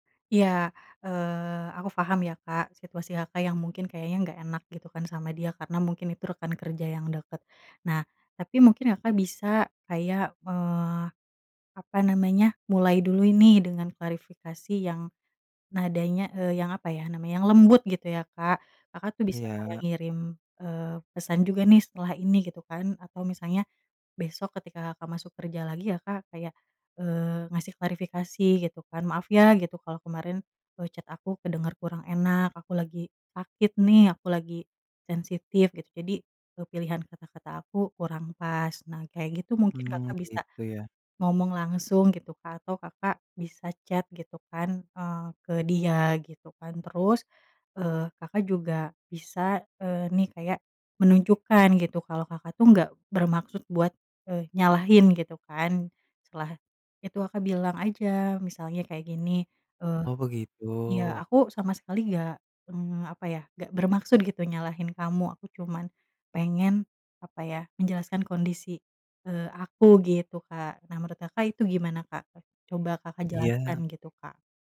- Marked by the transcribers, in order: in English: "chat"
- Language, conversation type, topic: Indonesian, advice, Bagaimana cara mengklarifikasi kesalahpahaman melalui pesan teks?
- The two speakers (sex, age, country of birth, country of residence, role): female, 30-34, Indonesia, Indonesia, advisor; male, 30-34, Indonesia, Indonesia, user